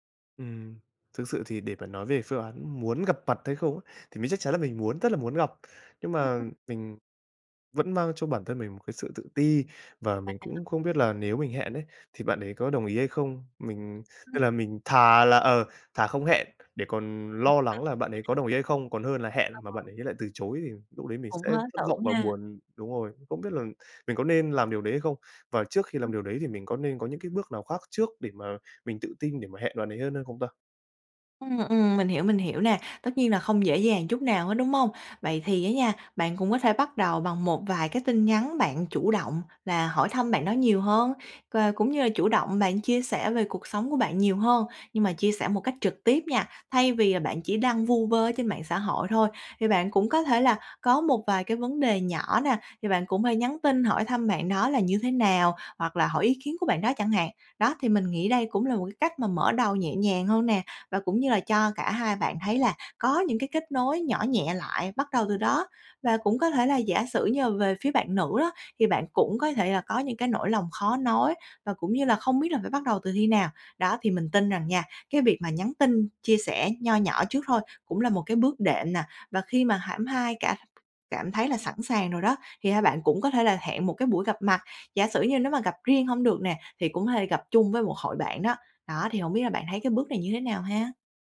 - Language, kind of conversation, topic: Vietnamese, advice, Vì sao tôi cảm thấy bị bỏ rơi khi bạn thân dần xa lánh?
- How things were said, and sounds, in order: other background noise; unintelligible speech; tapping